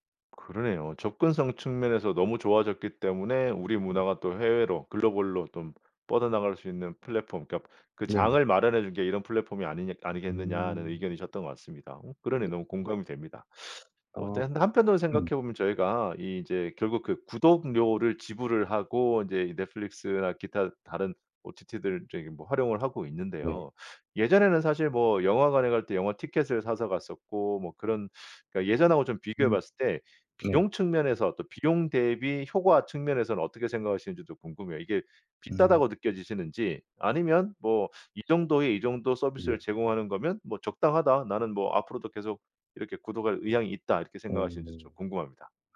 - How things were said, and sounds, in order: other background noise; in English: "글로벌로"; "좀" said as "똠"; teeth sucking; throat clearing; put-on voice: "넷플릭스나"; tapping
- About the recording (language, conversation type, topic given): Korean, podcast, 넷플릭스 같은 플랫폼이 콘텐츠 소비를 어떻게 바꿨나요?